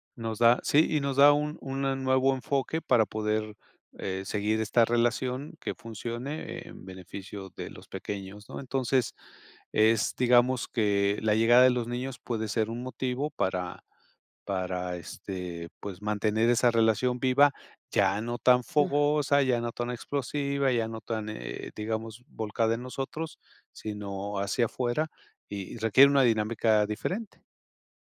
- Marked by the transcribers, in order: other noise
- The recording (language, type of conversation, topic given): Spanish, podcast, ¿Qué haces para cuidar la relación de pareja siendo padres?